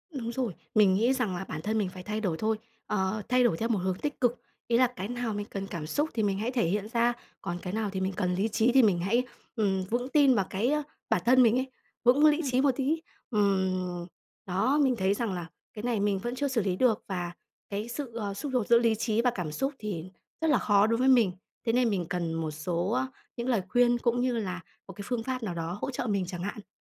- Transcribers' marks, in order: tapping; "lý" said as "lỹ"
- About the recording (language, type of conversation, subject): Vietnamese, advice, Làm sao tôi biết liệu mình có nên đảo ngược một quyết định lớn khi lý trí và cảm xúc mâu thuẫn?